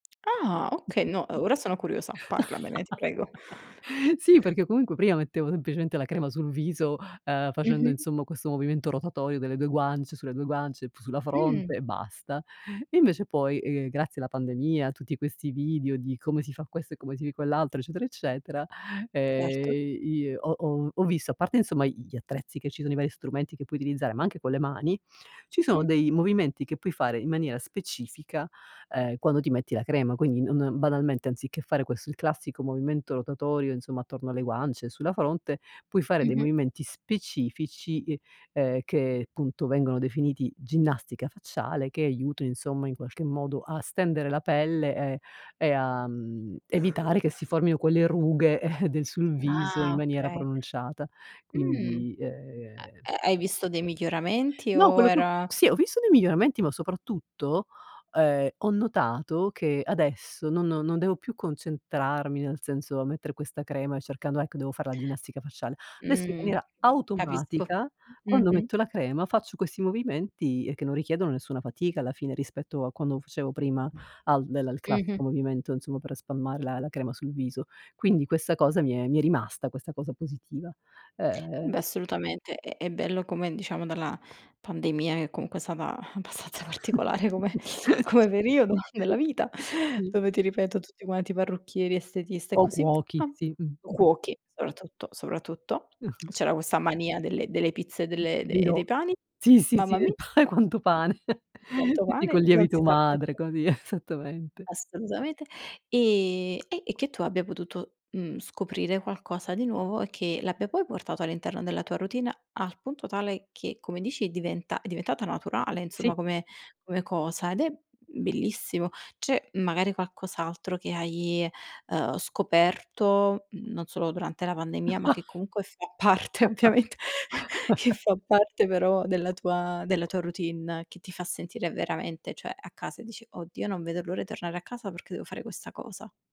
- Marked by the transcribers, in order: tapping; background speech; chuckle; chuckle; other background noise; chuckle; laughing while speaking: "S sì"; laughing while speaking: "abbastanza particolare"; teeth sucking; laughing while speaking: "pane"; chuckle; chuckle; laughing while speaking: "ovviamente"; chuckle
- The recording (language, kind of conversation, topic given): Italian, podcast, Quali piccoli rituali domestici ti danno conforto?